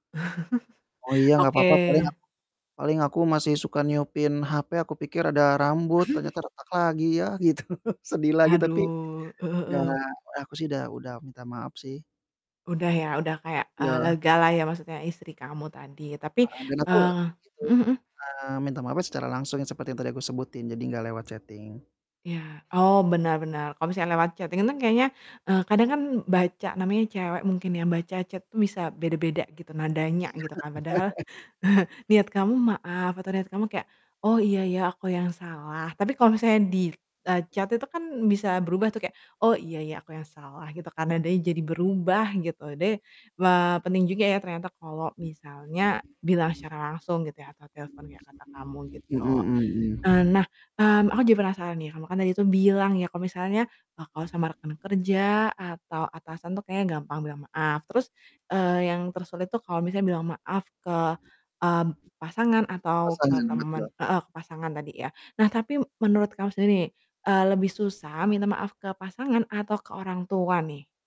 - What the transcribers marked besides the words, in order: chuckle; distorted speech; static; chuckle; laughing while speaking: "gitu"; in English: "chatting"; other background noise; in English: "chatting-an"; laughing while speaking: "Iya, enggak"; chuckle
- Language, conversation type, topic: Indonesian, podcast, Bagaimana cara meminta maaf yang benar-benar tulus dan meyakinkan?